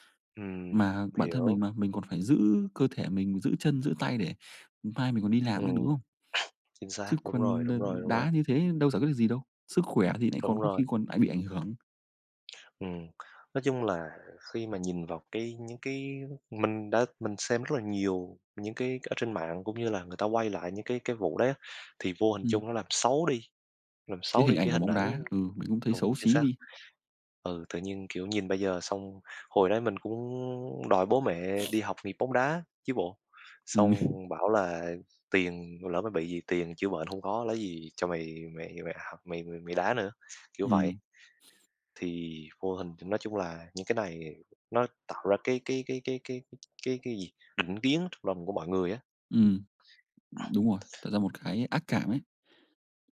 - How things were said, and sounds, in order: tapping; sneeze; sniff; laughing while speaking: "Ừm"; sniff; other noise
- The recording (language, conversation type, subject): Vietnamese, unstructured, Bạn có kỷ niệm nào đáng nhớ khi chơi thể thao không?